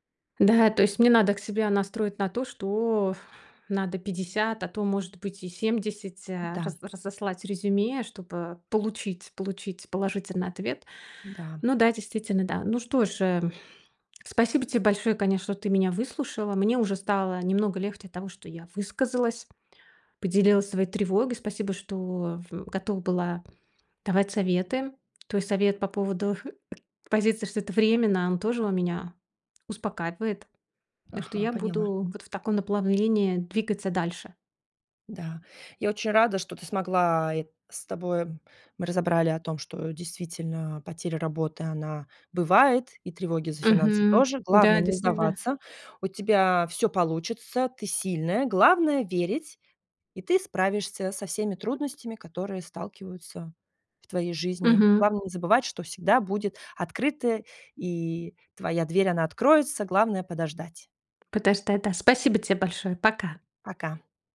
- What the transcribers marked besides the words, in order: tapping
- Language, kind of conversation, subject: Russian, advice, Как справиться с неожиданной потерей работы и тревогой из-за финансов?